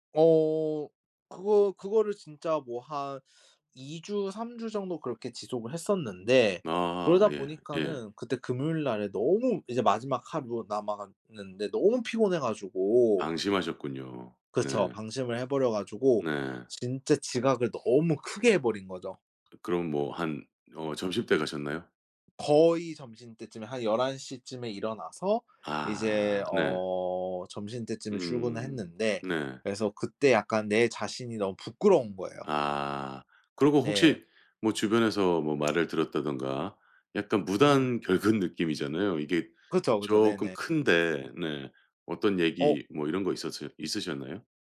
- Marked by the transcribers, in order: tapping; laughing while speaking: "결근"; other background noise
- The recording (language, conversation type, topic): Korean, podcast, 수면 환경에서 가장 신경 쓰는 건 뭐예요?